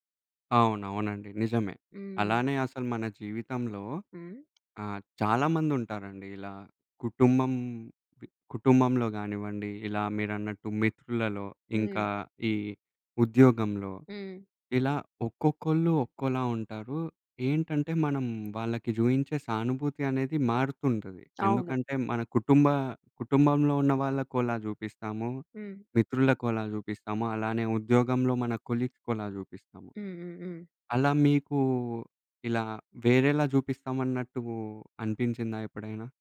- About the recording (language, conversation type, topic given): Telugu, podcast, ఇతరుల పట్ల సానుభూతి ఎలా చూపిస్తారు?
- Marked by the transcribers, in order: tapping; in English: "కొలీగ్స్‌కోలా"